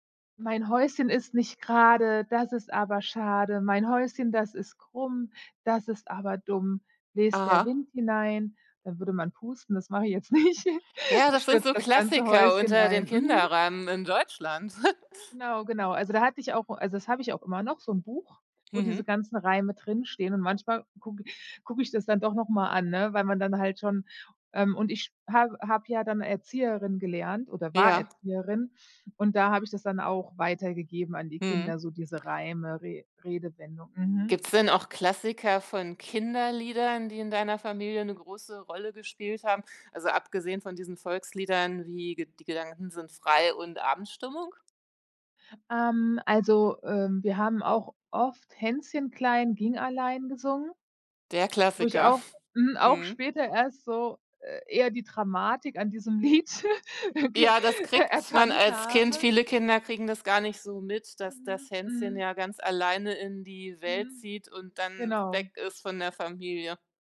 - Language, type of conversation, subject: German, podcast, Wie hat die Sprache in deiner Familie deine Identität geprägt?
- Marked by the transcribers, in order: laughing while speaking: "nicht"; giggle; chuckle; other background noise; snort; laughing while speaking: "Lied ge"; chuckle